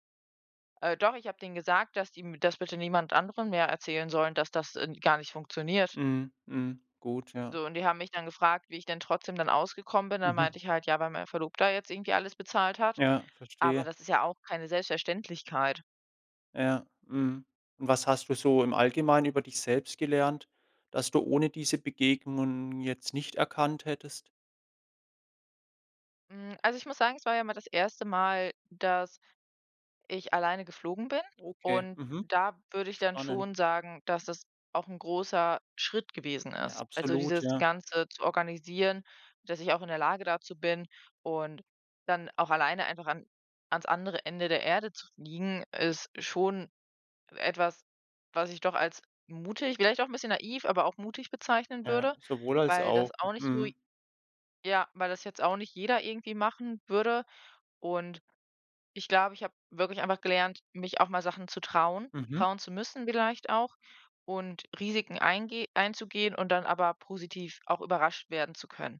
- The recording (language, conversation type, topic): German, podcast, Welche Begegnung auf Reisen ist dir besonders im Gedächtnis geblieben?
- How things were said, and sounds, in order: other background noise